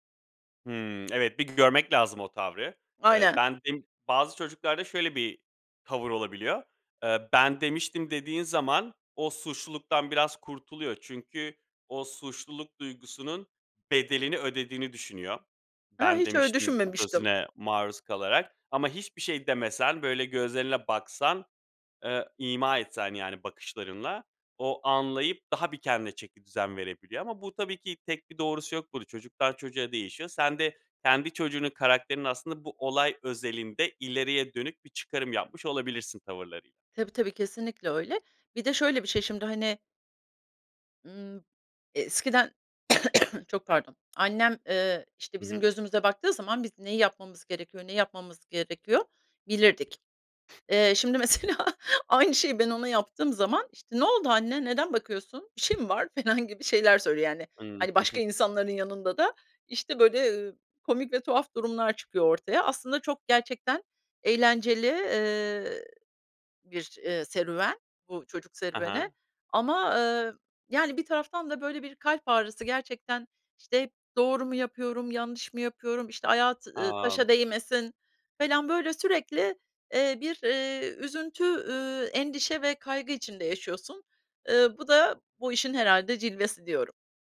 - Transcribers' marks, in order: cough; laughing while speaking: "mesela"; other background noise; laughing while speaking: "felan gibi şeyler söylüyor"; "falan" said as "felan"; chuckle
- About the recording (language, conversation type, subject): Turkish, advice, Evde çocuk olunca günlük düzeniniz nasıl tamamen değişiyor?